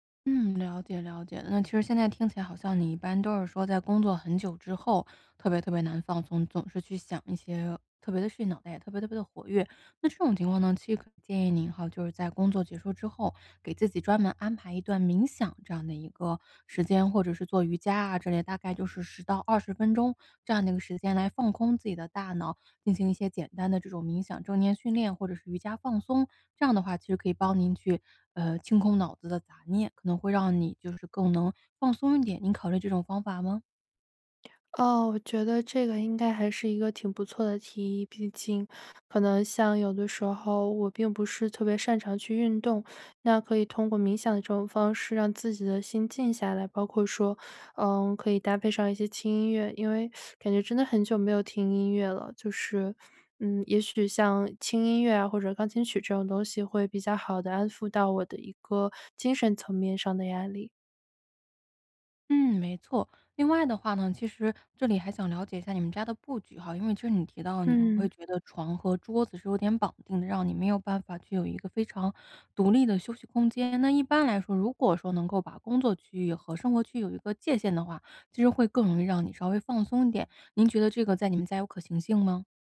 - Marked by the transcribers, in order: other background noise; teeth sucking
- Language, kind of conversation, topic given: Chinese, advice, 在家如何放松又不感到焦虑？